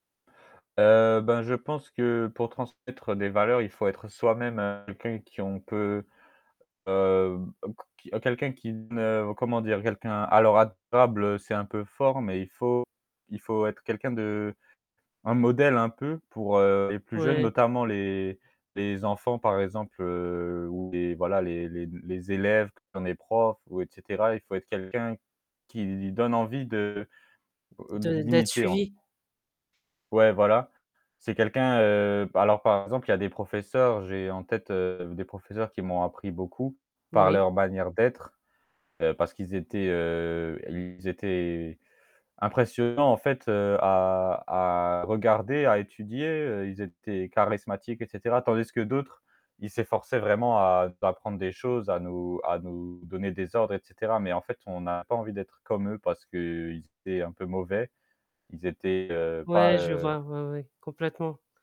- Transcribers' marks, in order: distorted speech; unintelligible speech; static; tapping
- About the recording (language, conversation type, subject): French, podcast, Qu’est-ce que tu transmets à la génération suivante ?